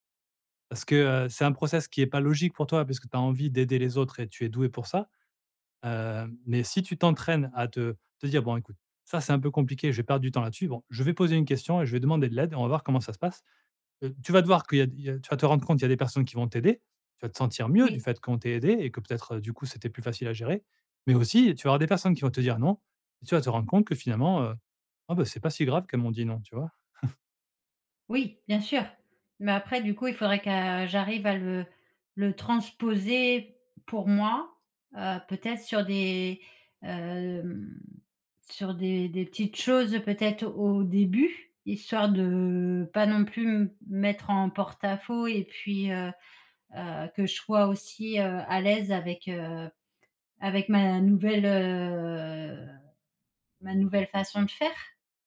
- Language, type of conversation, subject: French, advice, Comment puis-je refuser des demandes au travail sans avoir peur de déplaire ?
- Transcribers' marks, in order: chuckle; drawn out: "de"; drawn out: "heu"; other background noise